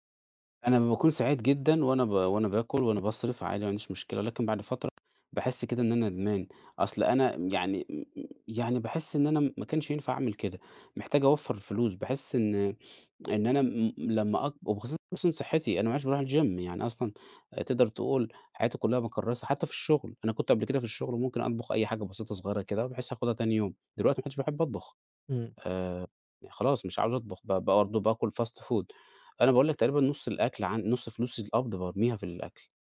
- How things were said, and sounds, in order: tapping; in English: "الجيم"; in English: "fast food"
- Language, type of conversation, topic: Arabic, advice, إزاي أقدر أسيطر على اندفاعاتي زي الأكل أو الشراء؟